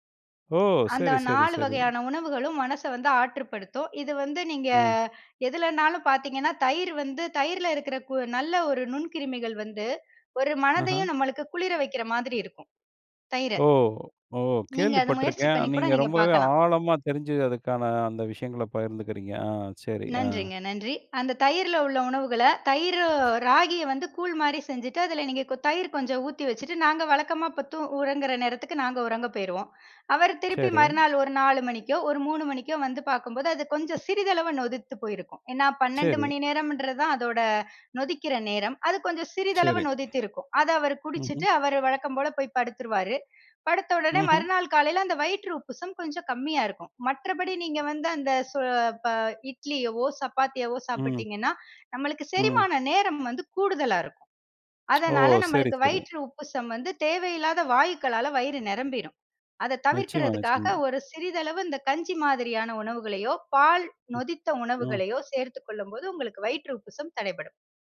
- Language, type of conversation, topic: Tamil, podcast, கடுமையான நாளுக்குப் பிறகு உடலையும் மனதையும் ஆறவைக்கும் உணவு எது?
- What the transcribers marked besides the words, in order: surprised: "ஓ! சரி, சரி, சரி"; other background noise; tsk